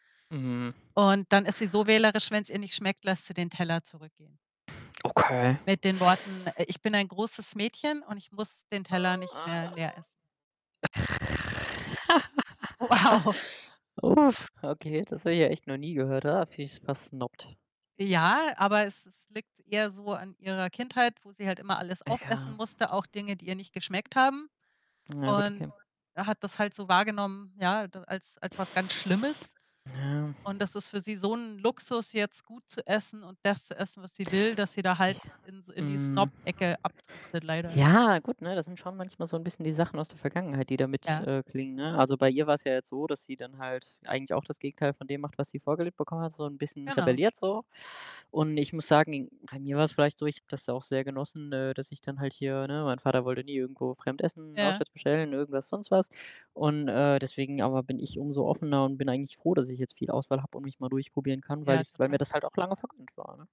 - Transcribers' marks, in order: other background noise; other noise; laugh; laughing while speaking: "Wow"; background speech; static
- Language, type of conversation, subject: German, unstructured, Wie einigt ihr euch, wenn ihr gemeinsam essen geht und unterschiedliche Vorlieben habt?